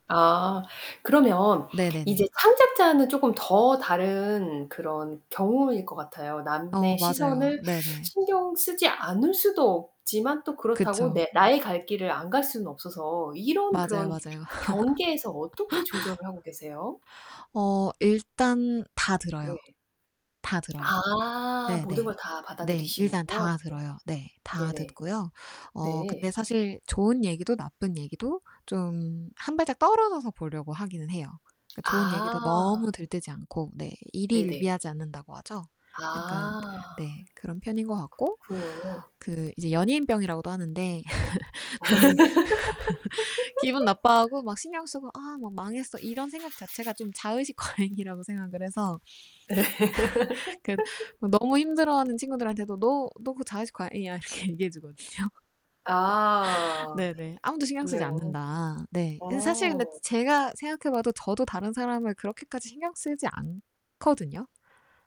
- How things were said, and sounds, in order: static; other background noise; distorted speech; laugh; unintelligible speech; laugh; laughing while speaking: "과잉이라고"; laugh; laughing while speaking: "예"; laugh; laughing while speaking: "이렇게 얘기해 주거든요"; laugh
- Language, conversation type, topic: Korean, podcast, 남의 시선을 신경 쓰지 않으려면 어떻게 해야 하나요?